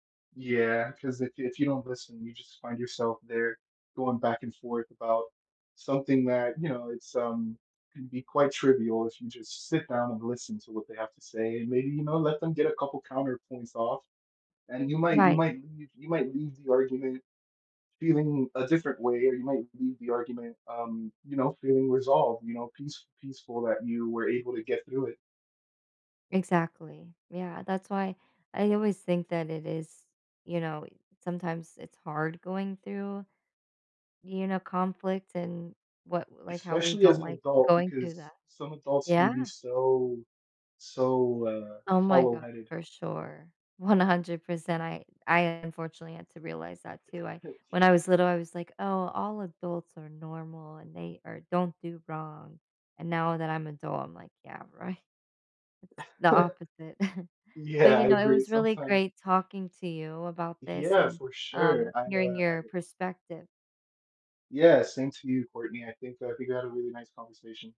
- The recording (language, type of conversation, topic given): English, unstructured, How do you feel when you resolve a conflict with someone important to you?
- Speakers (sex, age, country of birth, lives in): female, 35-39, Turkey, United States; male, 20-24, United States, United States
- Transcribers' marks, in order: other background noise; chuckle; chuckle; laughing while speaking: "Yeah"; chuckle